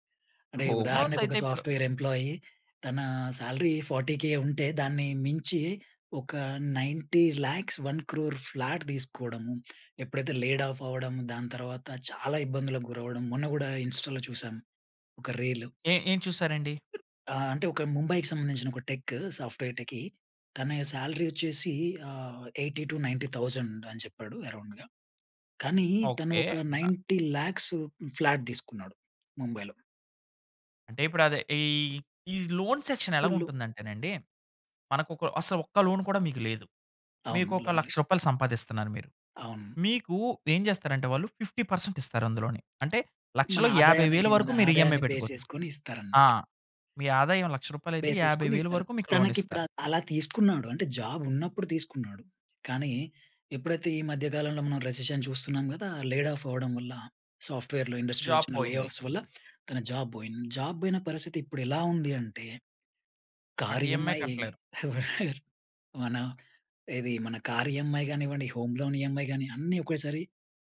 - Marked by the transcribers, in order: in English: "హోమ్ లోన్స్"; in English: "సాఫ్ట్‌వేర్ ఎంప్లాయి"; in English: "శాలరీ ఫార్టి కే"; in English: "నైన్టీ లాక్స్ వన్ క్రోర్ ఫ్లాట్"; in English: "లేడ్ ఆఫ్"; in English: "ఇన్‌స్టాలో"; other background noise; in English: "టెక్. సాఫ్త్‌వేర్ టెకీ"; in English: "అరౌండ్‌గా"; other noise; in English: "నైన్టీ లాక్స్ ఫ్లాట్"; in English: "లోన్ సెక్షన్"; in English: "లోన్"; in English: "లోన్‌లీ"; tapping; in English: "ఈఎమ్ఐ"; in English: "బేస్"; in English: "బేస్"; in English: "లోన్"; in English: "జాబ్"; in English: "రెసెషన్"; in English: "లేడ్ ఆఫ్"; in English: "సాఫ్ట్‌వేర్‌లో, ఇండస్ట్రీలో"; in English: "జాబ్"; in English: "లే ఆఫ్స్"; in English: "జాబ్"; in English: "జాబ్"; in English: "ఈఎమ్‌ఐ"; in English: "కార్ ఈఎ‌మ్‌ఐ"; chuckle; in English: "కార్ ఇఎ‌మ్‌ఐ"; in English: "హోమ్ లోన్ ఇఎ‌మ్‌ఐ"
- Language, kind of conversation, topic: Telugu, podcast, విఫలమైన తర్వాత మీరు తీసుకున్న మొదటి చర్య ఏమిటి?